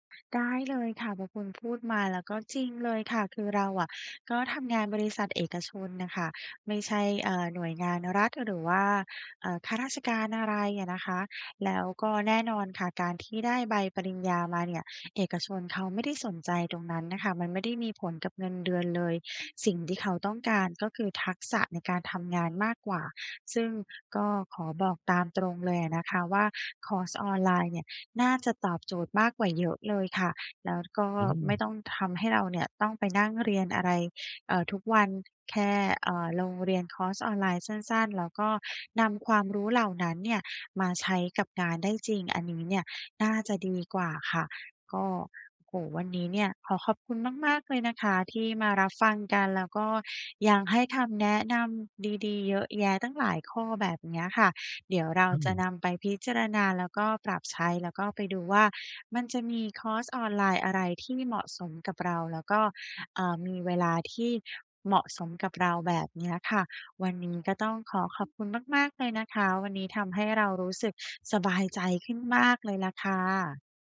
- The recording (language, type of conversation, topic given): Thai, advice, ฉันควรตัดสินใจกลับไปเรียนต่อหรือโฟกัสพัฒนาตัวเองดีกว่ากัน?
- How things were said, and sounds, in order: none